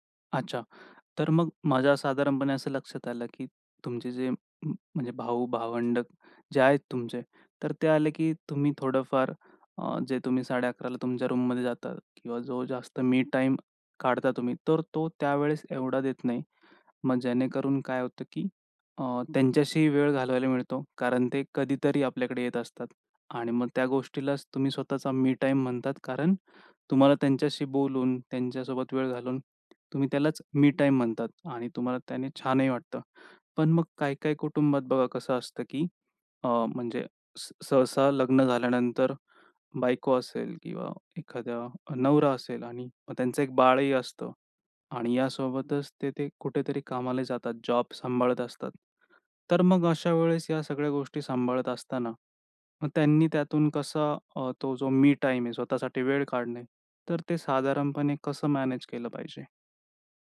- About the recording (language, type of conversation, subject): Marathi, podcast, फक्त स्वतःसाठी वेळ कसा काढता आणि घरही कसे सांभाळता?
- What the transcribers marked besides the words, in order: in English: "रूममध्ये"; in English: "मी टाईम"; in English: "मी टाईम"; in English: "मी टाईम"; in English: "मी टाईम"